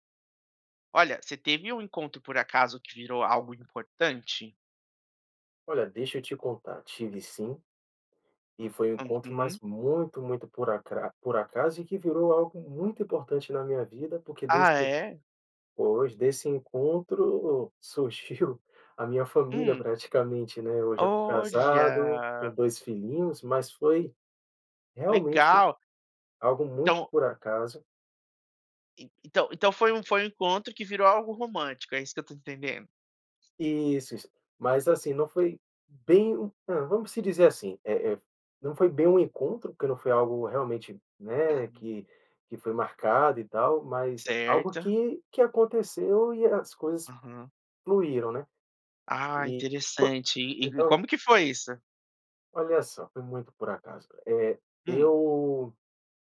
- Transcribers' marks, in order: laughing while speaking: "surgiu"; drawn out: "Olha!"; other background noise
- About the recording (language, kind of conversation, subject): Portuguese, podcast, Você teve algum encontro por acaso que acabou se tornando algo importante?